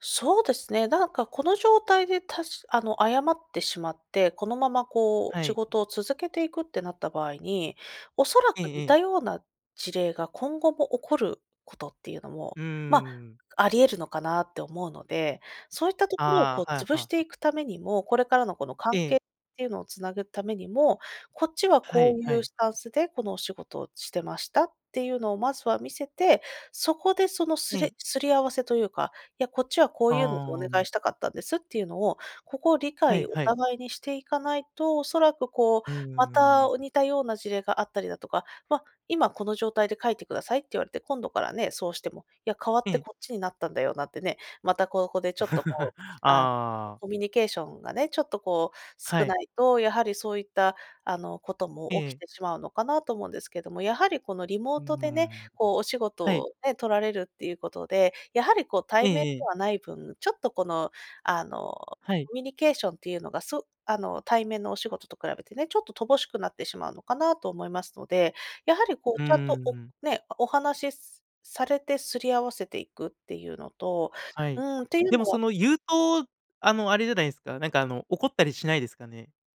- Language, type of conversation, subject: Japanese, advice, 初めての顧客クレーム対応で動揺している
- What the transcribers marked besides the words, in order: laugh